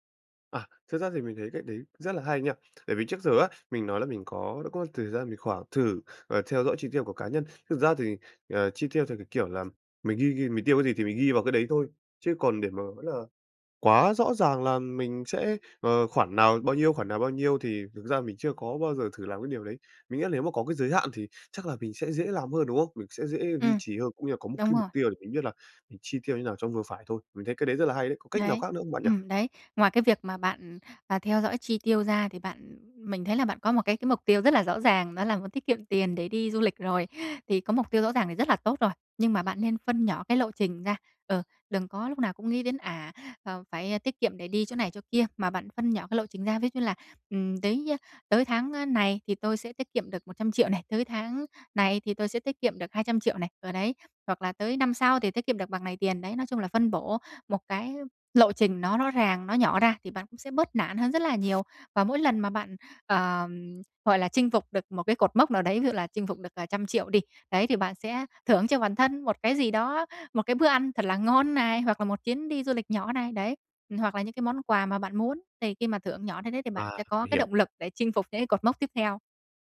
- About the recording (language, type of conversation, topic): Vietnamese, advice, Làm sao để tiết kiệm tiền mỗi tháng khi tôi hay tiêu xài không kiểm soát?
- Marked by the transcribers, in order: tapping; other background noise; laughing while speaking: "ngon"